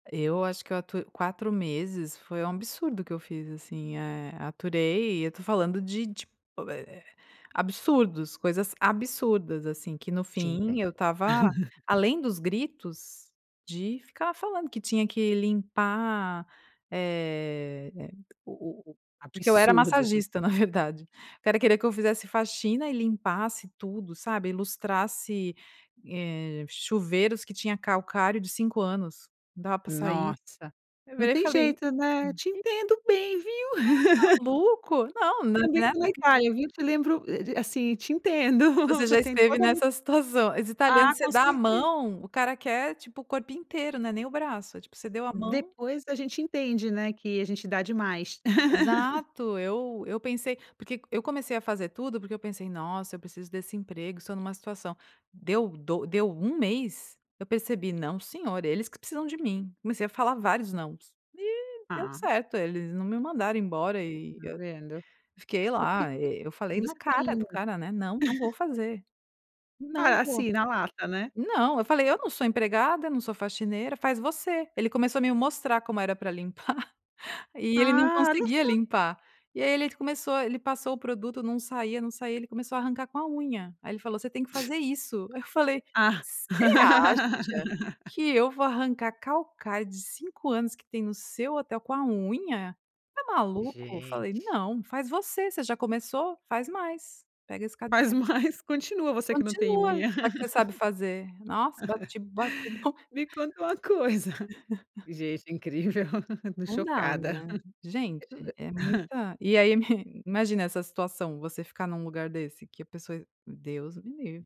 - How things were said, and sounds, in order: laugh; chuckle; unintelligible speech; laugh; unintelligible speech; laugh; chuckle; laugh; other background noise; laugh; laugh; scoff; laugh; unintelligible speech; laugh; laugh; unintelligible speech; laugh; chuckle
- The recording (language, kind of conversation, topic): Portuguese, podcast, Como posso equilibrar a opinião dos outros com a minha intuição?